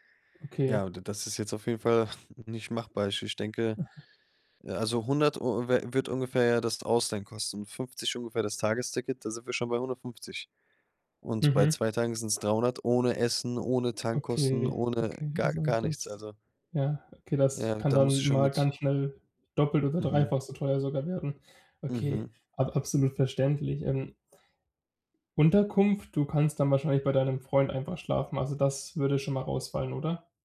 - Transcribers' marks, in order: chuckle
- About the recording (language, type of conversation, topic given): German, advice, Wie plane ich eine günstige Urlaubsreise, ohne mein Budget zu sprengen?